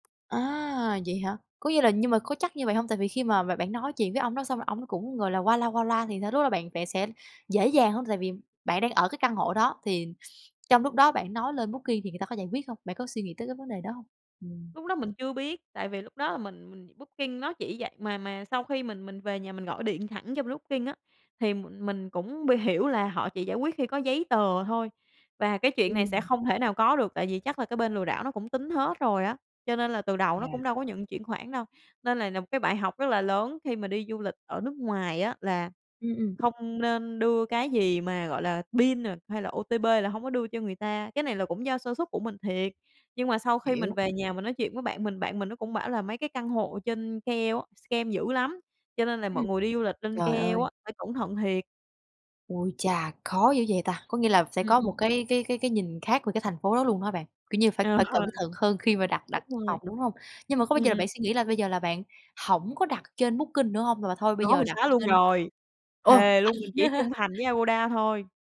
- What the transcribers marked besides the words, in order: "Booking" said as "bookie"; other background noise; in English: "scam"; laughing while speaking: "Ờ"; unintelligible speech; chuckle
- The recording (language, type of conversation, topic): Vietnamese, podcast, Bạn rút ra bài học gì từ lần bị lừa đảo khi đi du lịch?